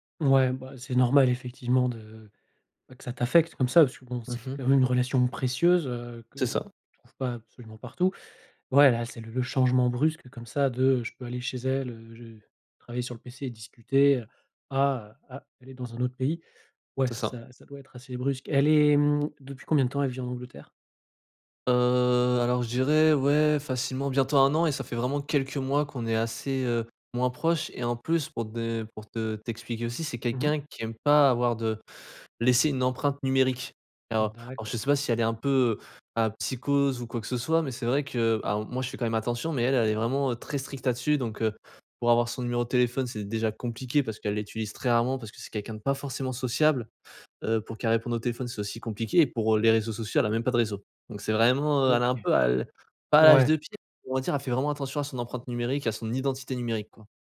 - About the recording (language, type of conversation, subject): French, advice, Comment puis-je rester proche de mon partenaire malgré une relation à distance ?
- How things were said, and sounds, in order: other background noise; drawn out: "Heu"